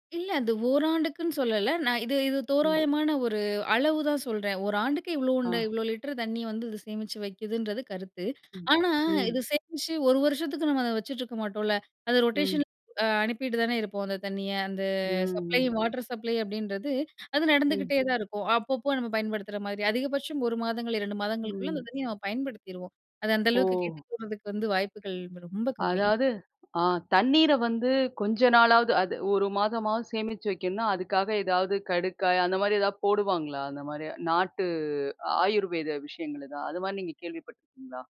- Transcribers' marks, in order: in English: "ரொட்டேஷன்"
- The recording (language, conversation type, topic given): Tamil, podcast, மழைநீரை சேமித்து வீட்டில் எப்படி பயன்படுத்தலாம்?